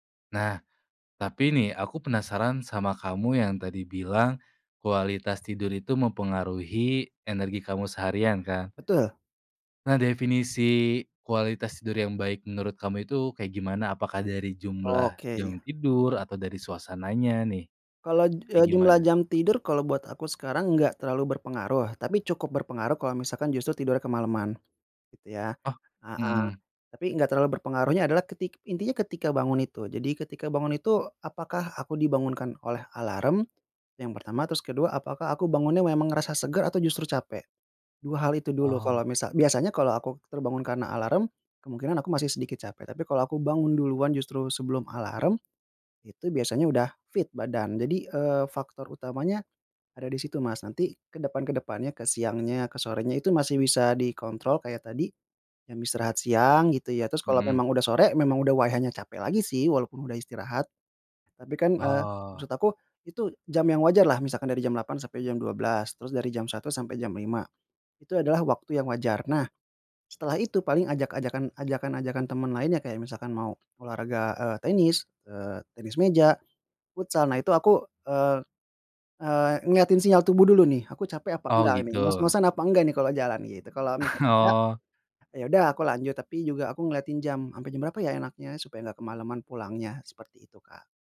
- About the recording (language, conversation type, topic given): Indonesian, podcast, Bagaimana cara kamu menetapkan batas agar tidak kehabisan energi?
- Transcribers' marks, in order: "Kalau" said as "kalod"; tapping; other background noise; other street noise; laughing while speaking: "Oh"